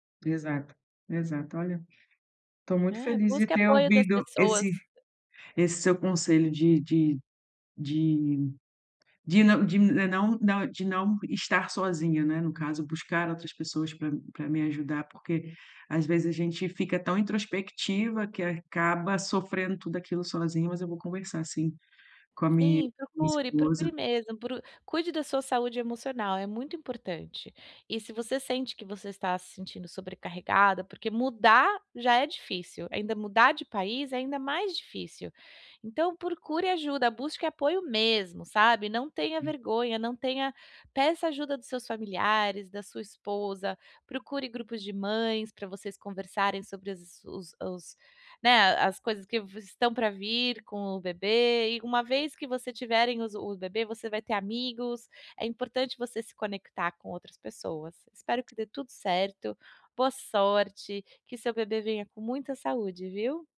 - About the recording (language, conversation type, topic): Portuguese, advice, Como posso me sentir em casa em um novo espaço depois de me mudar?
- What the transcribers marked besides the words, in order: tapping